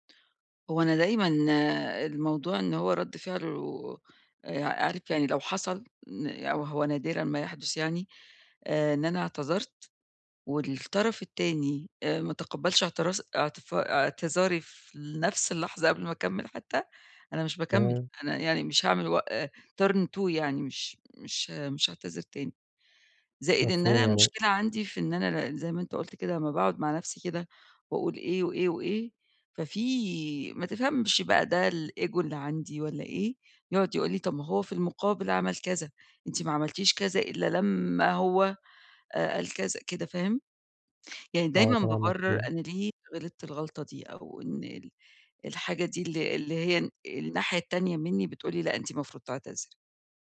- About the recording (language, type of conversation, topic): Arabic, advice, إزاي أقدر أعتذر بصدق وأنا حاسس بخجل أو خايف من رد فعل اللي قدامي؟
- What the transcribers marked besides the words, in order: in English: "Turn two"; in English: "الEgo"